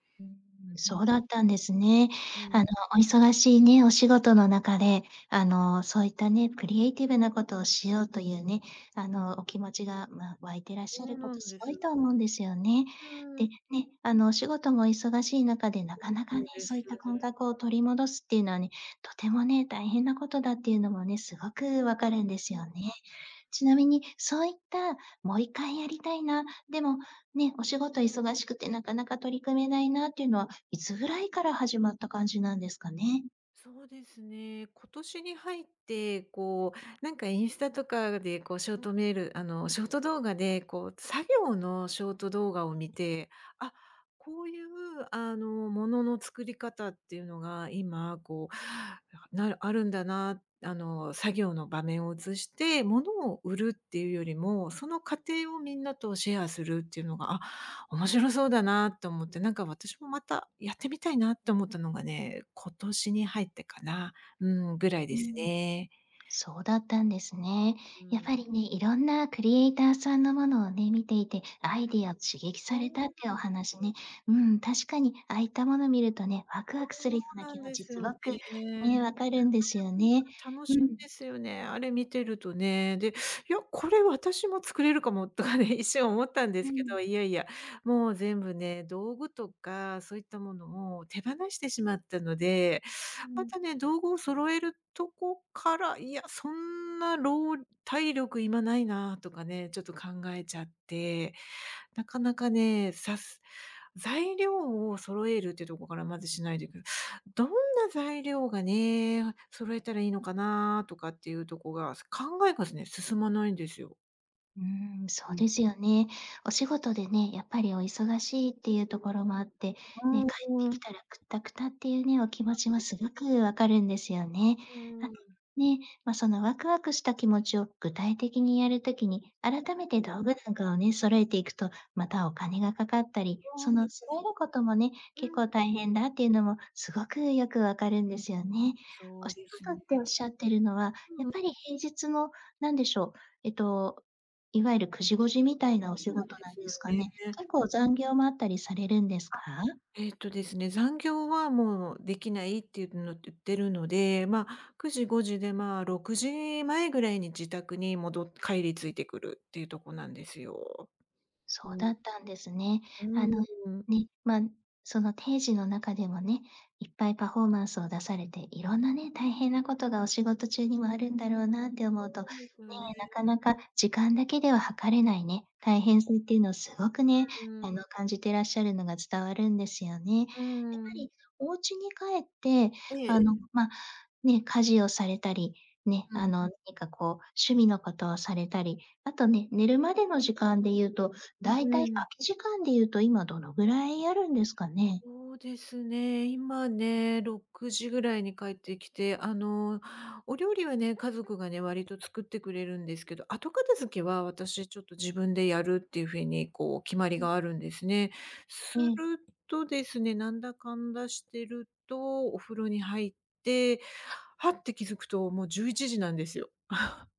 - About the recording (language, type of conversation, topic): Japanese, advice, 疲労や気力不足で創造力が枯渇していると感じるのはなぜですか？
- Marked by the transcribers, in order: tapping; other background noise; laughing while speaking: "とかね"; unintelligible speech; unintelligible speech; chuckle